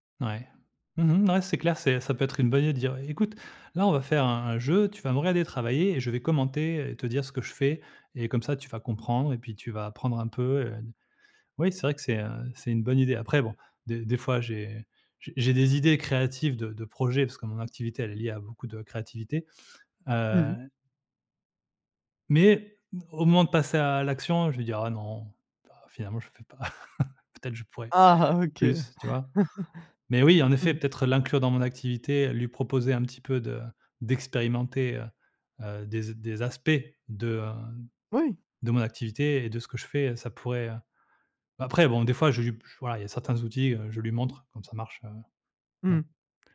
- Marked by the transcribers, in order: laugh; laughing while speaking: "Ah OK"; laugh
- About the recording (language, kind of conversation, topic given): French, advice, Comment gérez-vous la culpabilité de négliger votre famille et vos amis à cause du travail ?